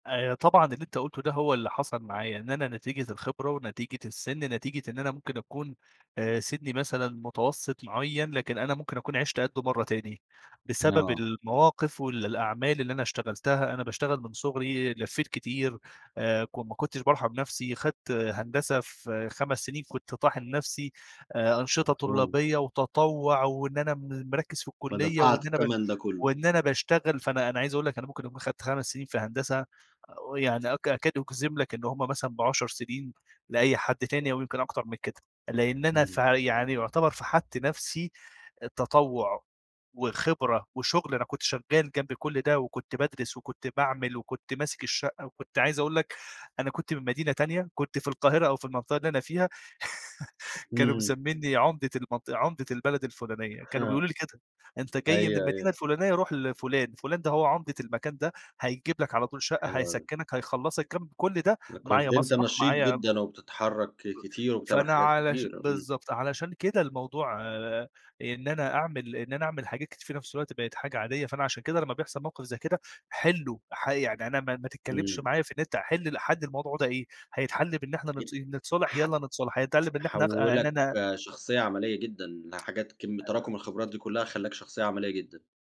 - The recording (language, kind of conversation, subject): Arabic, podcast, إيه طريقتك عشان تقلّل التفكير الزيادة؟
- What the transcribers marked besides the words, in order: chuckle; chuckle; unintelligible speech; tapping; unintelligible speech; tsk